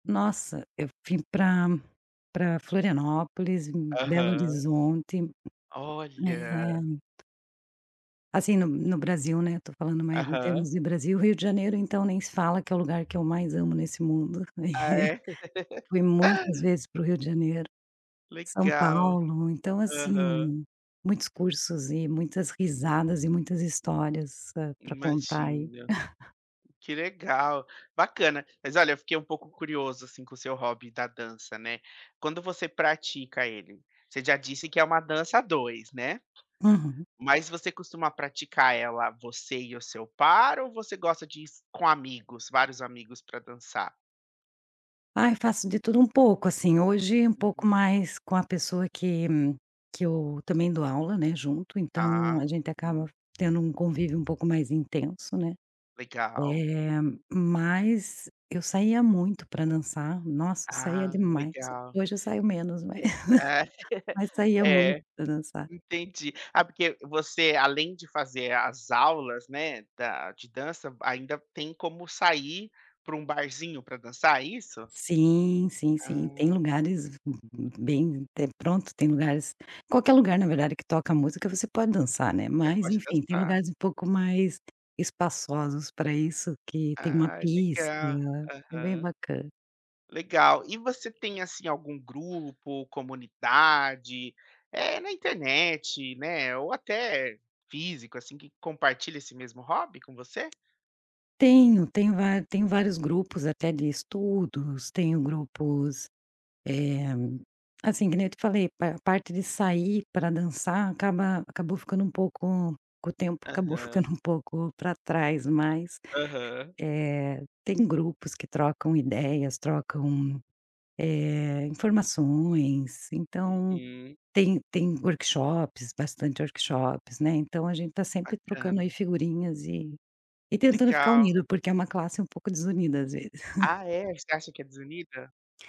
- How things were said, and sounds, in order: drawn out: "Olha"; tapping; laugh; chuckle; chuckle; laugh; in English: "workshops"; in English: "workshops"; chuckle
- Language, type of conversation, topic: Portuguese, podcast, Como você começou a praticar um hobby pelo qual você é apaixonado(a)?